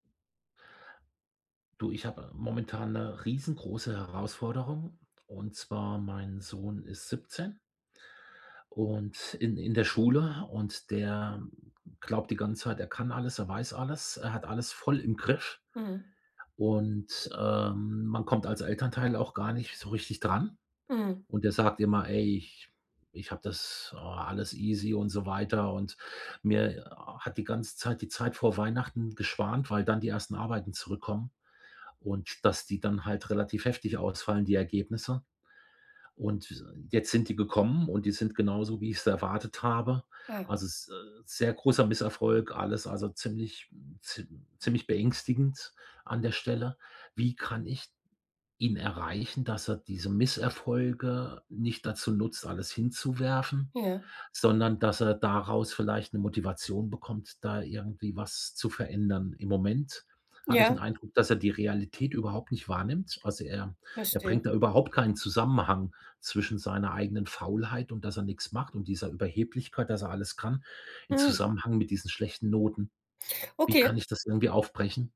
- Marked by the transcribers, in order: other background noise
- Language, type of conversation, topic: German, advice, Wie kann ich Misserfolge als Lernchancen nutzen, ohne Angst vor dem Scheitern zu haben?